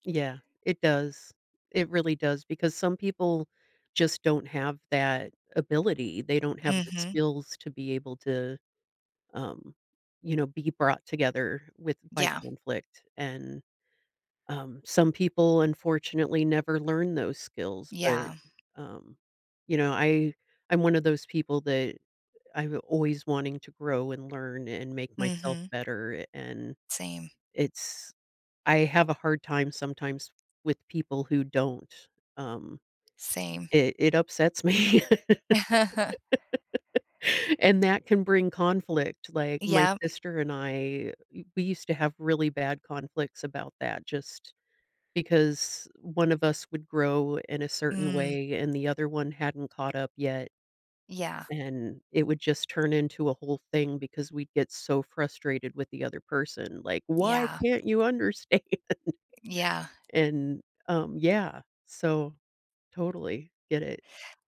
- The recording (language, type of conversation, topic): English, unstructured, How has conflict unexpectedly brought people closer?
- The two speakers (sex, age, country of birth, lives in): female, 45-49, United States, United States; female, 50-54, United States, United States
- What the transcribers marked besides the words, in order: tapping; laughing while speaking: "me"; laugh; put-on voice: "Why can't you understand?"; laughing while speaking: "understand?"